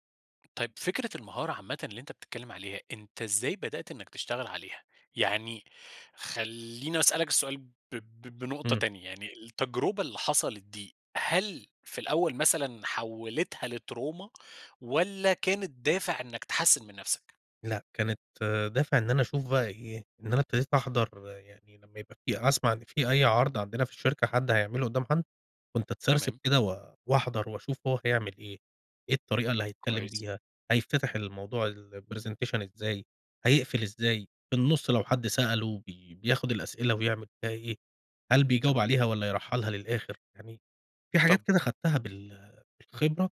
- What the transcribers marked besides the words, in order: in English: "لتروما"; in English: "الPresentation"
- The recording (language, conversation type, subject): Arabic, podcast, بتحس بالخوف لما تعرض شغلك قدّام ناس؟ بتتعامل مع ده إزاي؟